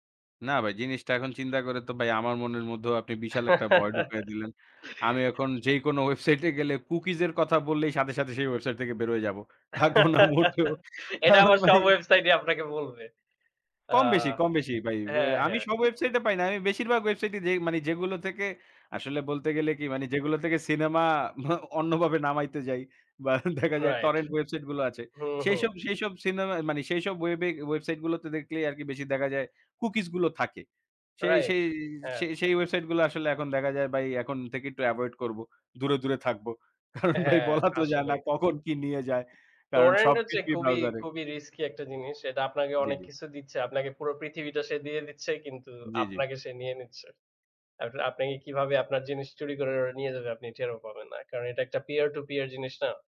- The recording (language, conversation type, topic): Bengali, unstructured, অনলাইনে মানুষের ব্যক্তিগত তথ্য বিক্রি করা কি উচিত?
- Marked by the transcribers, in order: laugh; in English: "cookies"; laugh; laughing while speaking: "থাকব না মোটেও। কারণ ভাই"; other background noise; laughing while speaking: "বা দেখা যায়"; tapping; laughing while speaking: "কারণ ভাই বলা তো যায় না"; unintelligible speech; in English: "peer to peer"